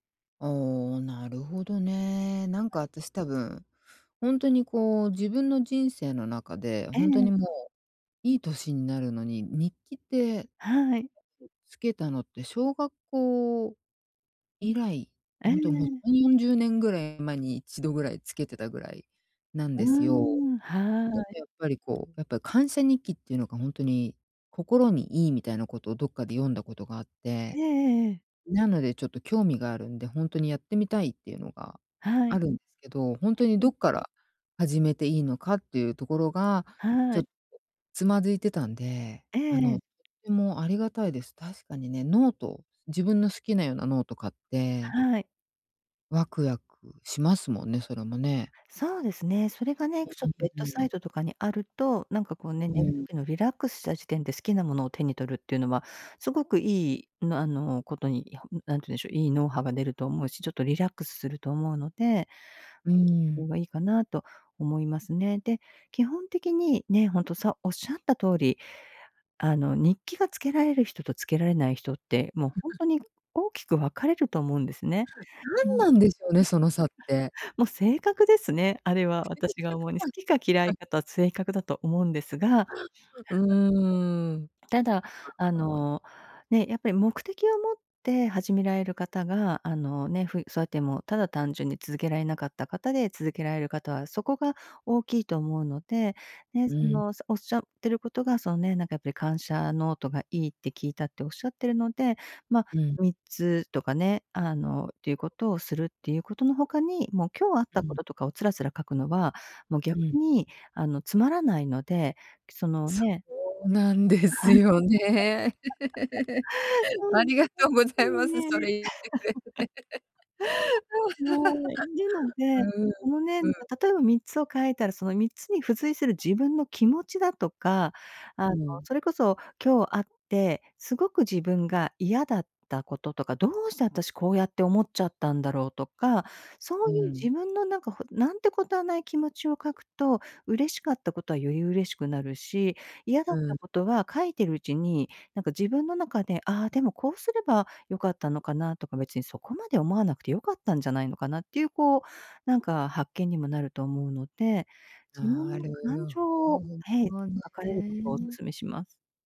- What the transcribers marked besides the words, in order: unintelligible speech; other background noise; unintelligible speech; laugh; laugh; unintelligible speech; unintelligible speech; laugh; laughing while speaking: "ありがとうございます。それ言ってくれて"; laugh; laughing while speaking: "はい。そっちにね"; laugh; laugh
- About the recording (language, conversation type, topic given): Japanese, advice, 簡単な行動を習慣として定着させるには、どこから始めればいいですか？